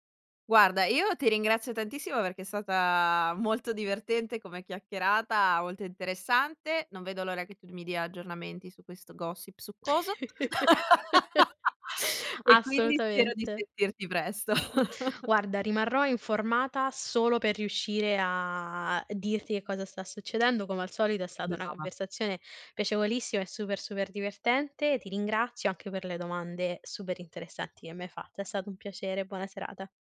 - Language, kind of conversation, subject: Italian, podcast, Come scegli cosa tenere privato e cosa condividere?
- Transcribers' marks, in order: chuckle; in English: "gossip"; laugh; chuckle; drawn out: "a"